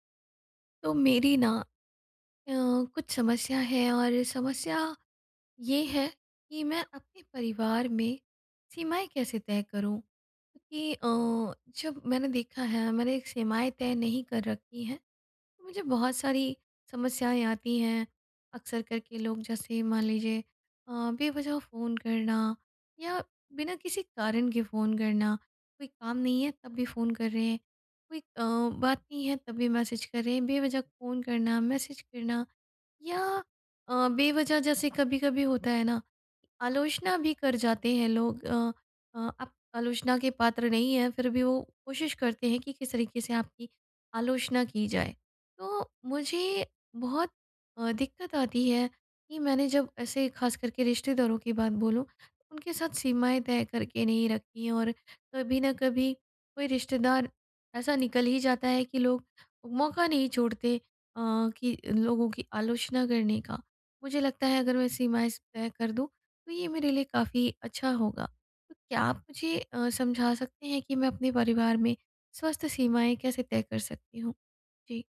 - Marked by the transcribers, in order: tapping
- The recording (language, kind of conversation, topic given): Hindi, advice, परिवार में स्वस्थ सीमाएँ कैसे तय करूँ और बनाए रखूँ?